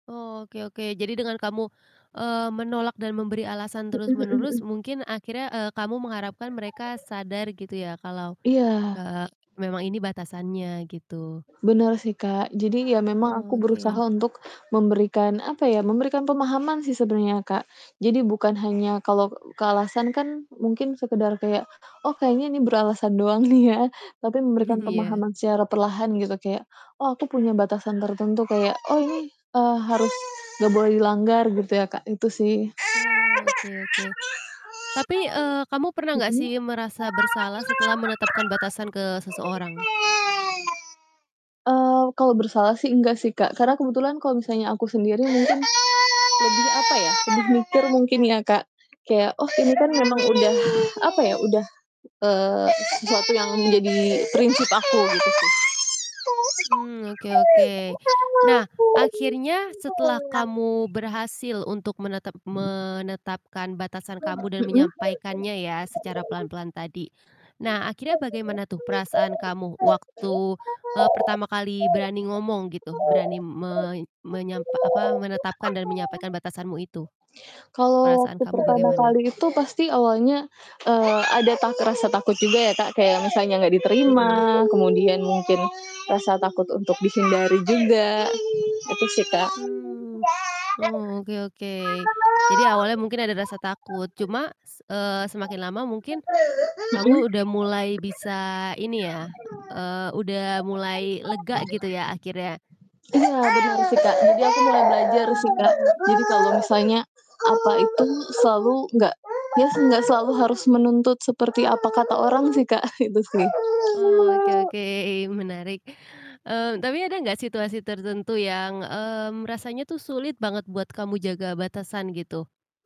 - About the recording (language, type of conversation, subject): Indonesian, podcast, Bagaimana kamu menetapkan dan menyampaikan batasan pribadi?
- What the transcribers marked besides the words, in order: other background noise; static; door; tapping; chuckle; other animal sound; laughing while speaking: "nih ya"; baby crying; background speech; chuckle